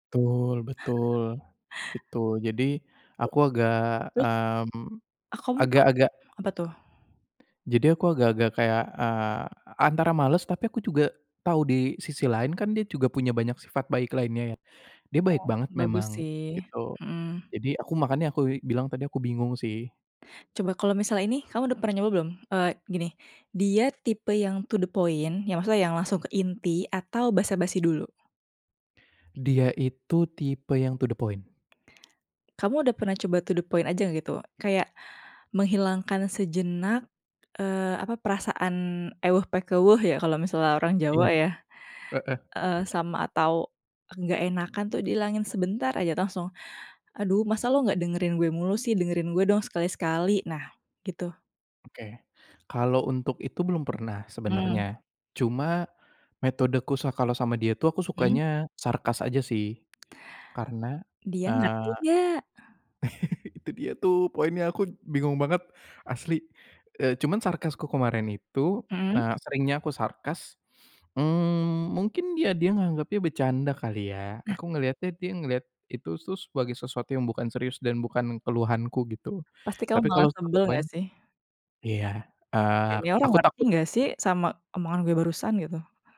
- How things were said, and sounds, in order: other background noise; tapping; in English: "to the point"; in English: "to the point"; in English: "to the point"; in Javanese: "ewuh pakewuh"; laugh; laughing while speaking: "itu dia tuh poinnya"
- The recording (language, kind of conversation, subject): Indonesian, advice, Bagaimana cara mengatakan tidak pada permintaan orang lain agar rencanamu tidak terganggu?